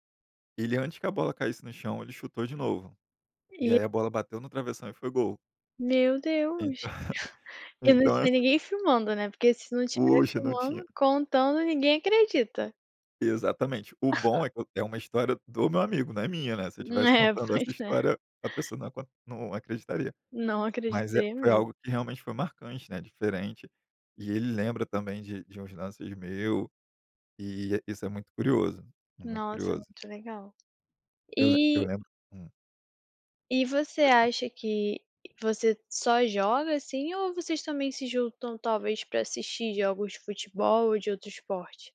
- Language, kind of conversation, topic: Portuguese, podcast, Como o futebol ou outro esporte une a sua comunidade?
- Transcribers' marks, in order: chuckle; laugh; chuckle; unintelligible speech; tapping